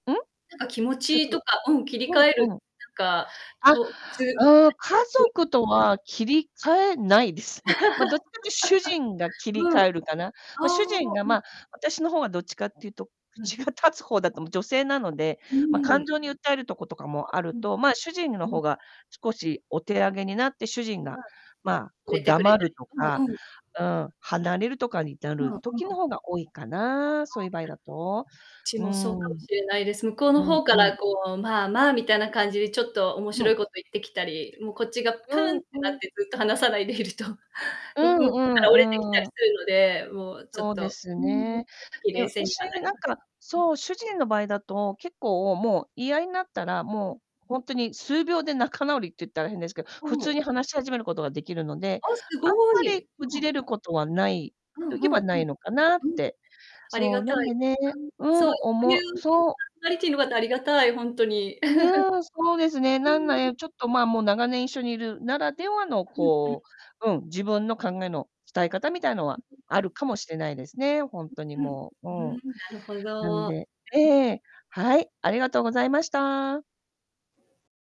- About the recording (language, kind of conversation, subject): Japanese, unstructured, 自分の考えを否定されたとき、どのように感じますか？
- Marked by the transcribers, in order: distorted speech; unintelligible speech; laugh; laughing while speaking: "立つ方"; unintelligible speech; laughing while speaking: "いると"; unintelligible speech; unintelligible speech; unintelligible speech; chuckle